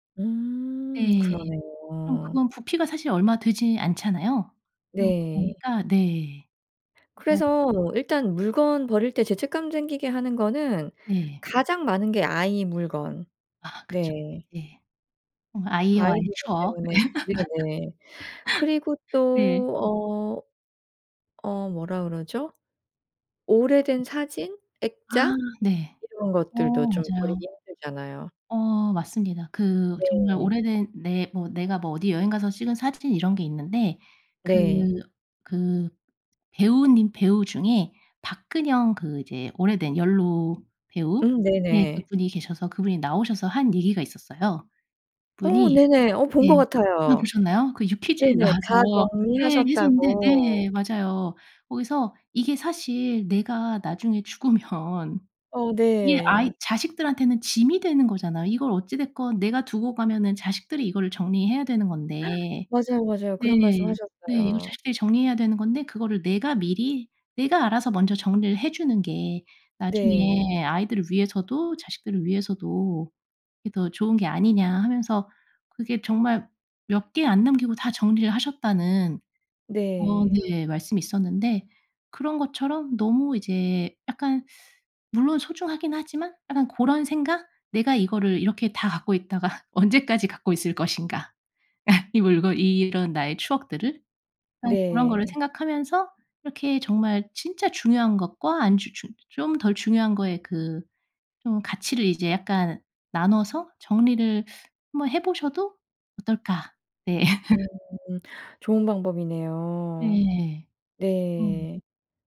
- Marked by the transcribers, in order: laugh; other noise; other background noise; laughing while speaking: "나와서"; laughing while speaking: "죽으면"; gasp; laughing while speaking: "있다가"; laugh; laugh
- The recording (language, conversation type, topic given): Korean, advice, 물건을 버릴 때 죄책감이 들어 정리를 미루게 되는데, 어떻게 하면 좋을까요?